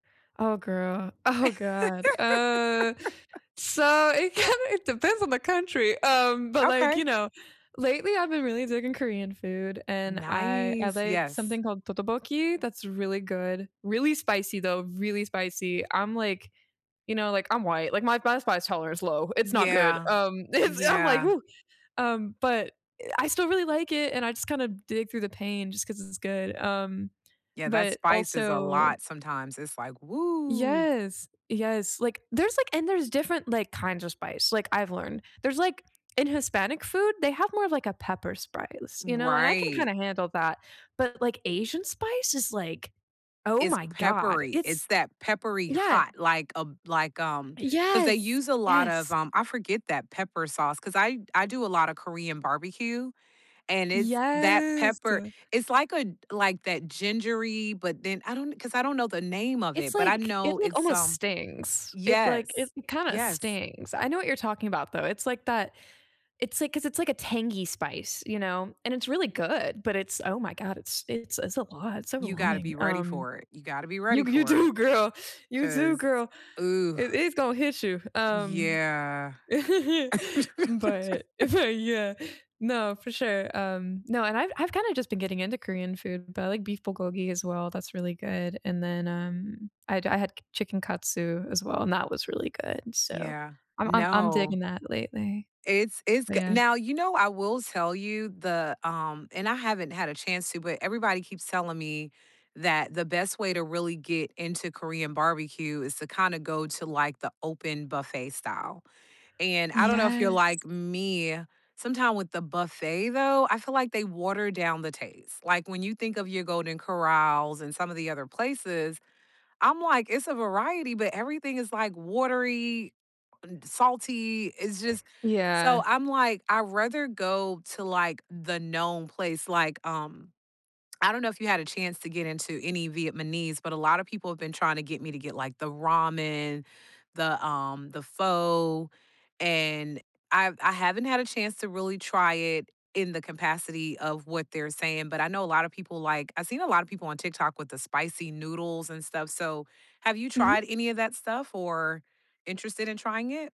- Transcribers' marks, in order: laugh; drawn out: "Uh"; laughing while speaking: "kinda"; drawn out: "Nice"; in Korean: "떡볶이"; put-on voice: "떡볶이"; laughing while speaking: "it's"; drawn out: "Yes"; background speech; laughing while speaking: "do, girl"; drawn out: "Yeah"; tapping; chuckle; laughing while speaking: "if I"; laugh; in Korean: "불고기"; in Japanese: "katsu"; other background noise; "Vietnamese" said as "vietmanese"
- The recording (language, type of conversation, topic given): English, unstructured, What is the best meal you have ever had, and why?
- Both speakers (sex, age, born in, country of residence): female, 20-24, United States, United States; female, 40-44, United States, United States